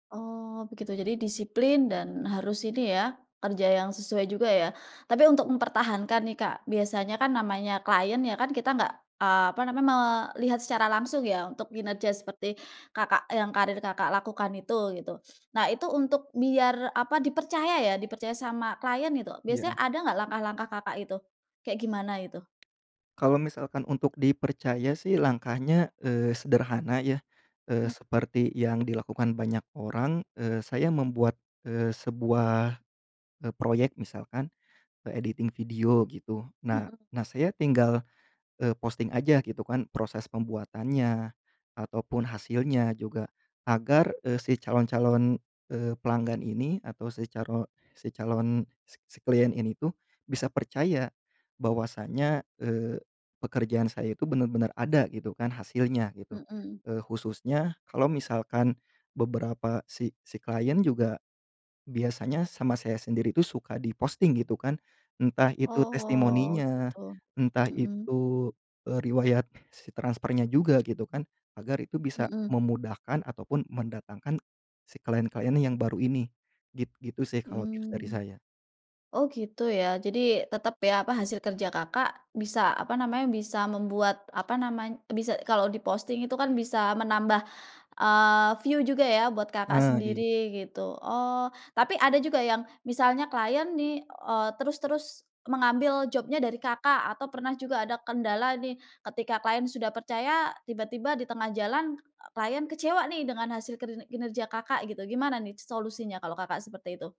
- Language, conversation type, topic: Indonesian, podcast, Apa keputusan karier paling berani yang pernah kamu ambil?
- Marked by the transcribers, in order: tapping; in English: "editing"; other background noise; in English: "view"; in English: "job-nya"